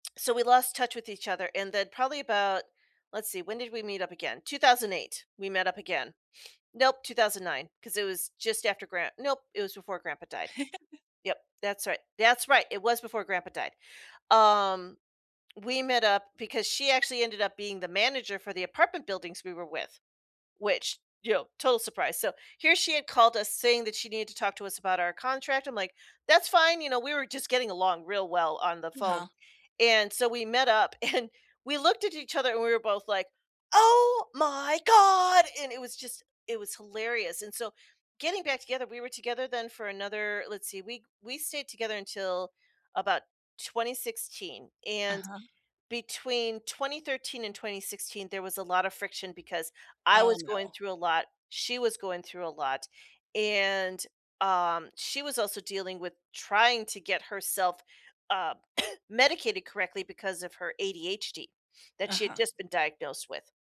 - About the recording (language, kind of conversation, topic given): English, unstructured, What is the best way to resolve a disagreement with a friend?
- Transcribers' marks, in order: chuckle; laughing while speaking: "and"; put-on voice: "Oh my god"; cough